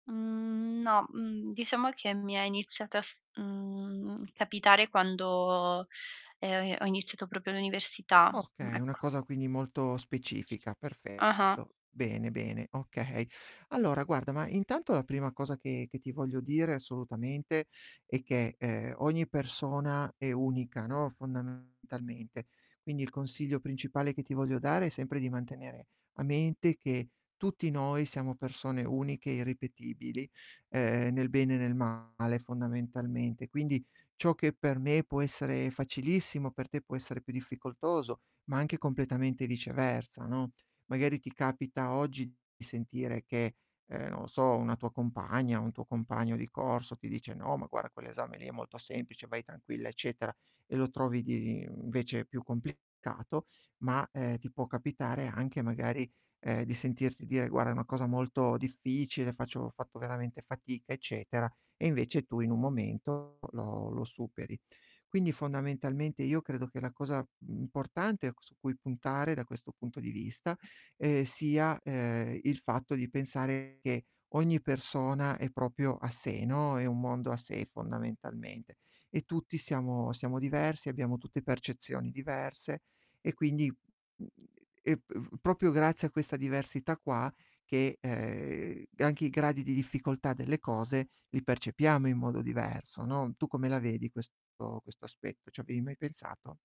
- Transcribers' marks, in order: other background noise; "proprio" said as "propio"; static; distorted speech; "guarda" said as "guara"; "Guarda" said as "guara"; "proprio" said as "propio"; unintelligible speech; "proprio" said as "propio"
- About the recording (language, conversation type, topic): Italian, advice, Come posso smettere di paragonarmi agli altri e rafforzare la mia autostima?